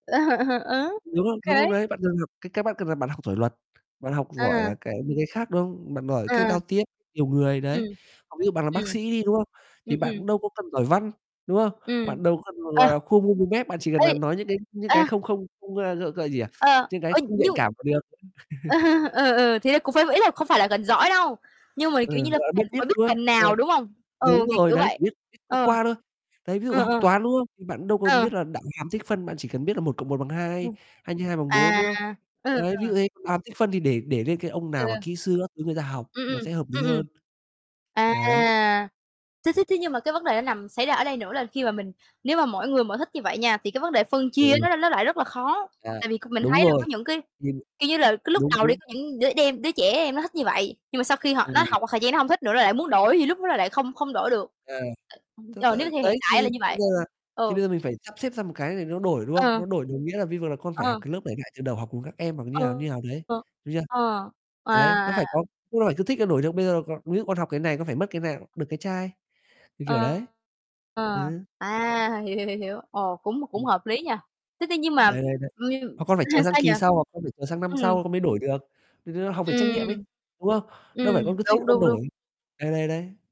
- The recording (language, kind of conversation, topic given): Vietnamese, unstructured, Bạn nghĩ sao về việc học sinh phải làm bài tập về nhà mỗi ngày?
- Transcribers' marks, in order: laugh; mechanical hum; distorted speech; other background noise; "giỏi" said as "nỏi"; tapping; unintelligible speech; "nhưng" said as "nhuông"; laugh; chuckle; unintelligible speech; unintelligible speech; unintelligible speech; other noise; unintelligible speech; chuckle